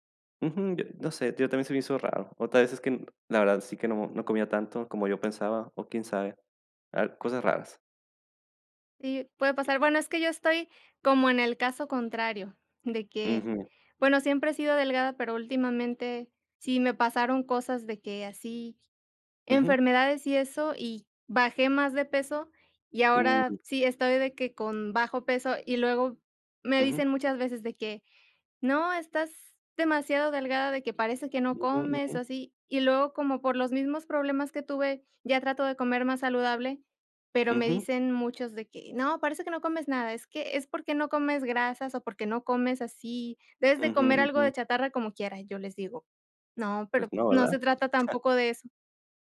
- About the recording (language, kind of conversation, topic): Spanish, unstructured, ¿Crees que las personas juzgan a otros por lo que comen?
- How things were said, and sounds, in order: other noise; chuckle